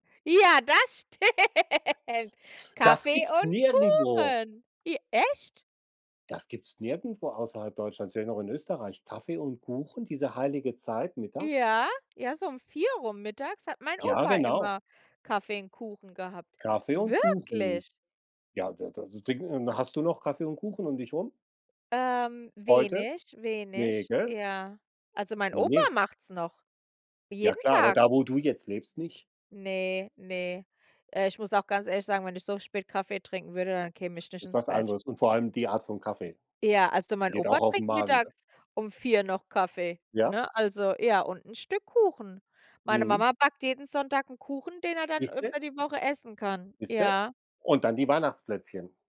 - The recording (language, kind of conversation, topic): German, unstructured, Welche Tradition aus deiner Kultur findest du besonders schön?
- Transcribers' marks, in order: laughing while speaking: "stimmt"; other background noise; surprised: "Wirklich?"